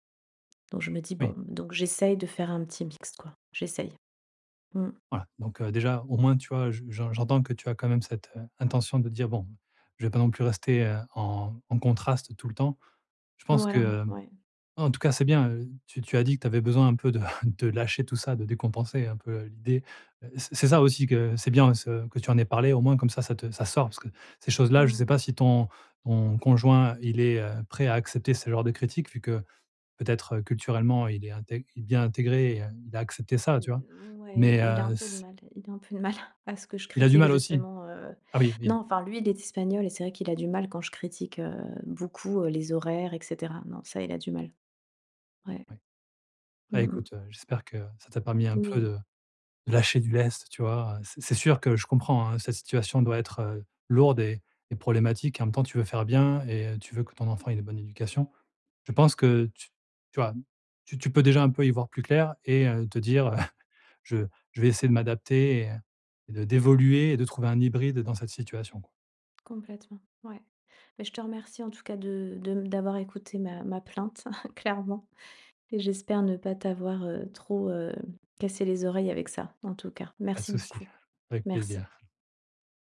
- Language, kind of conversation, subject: French, advice, Comment gères-tu le choc culturel face à des habitudes et à des règles sociales différentes ?
- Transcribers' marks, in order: chuckle; chuckle; chuckle; chuckle